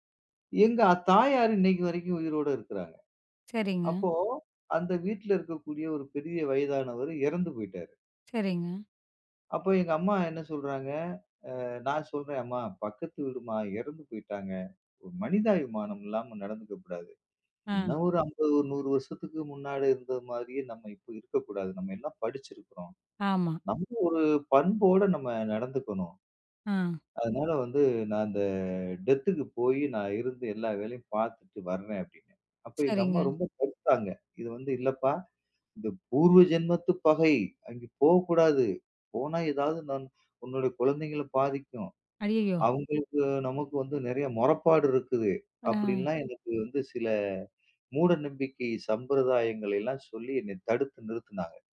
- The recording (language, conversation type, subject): Tamil, podcast, உங்கள் உள்ளக் குரலை நீங்கள் எப்படி கவனித்துக் கேட்கிறீர்கள்?
- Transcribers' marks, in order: in English: "டெத்துக்கு"; unintelligible speech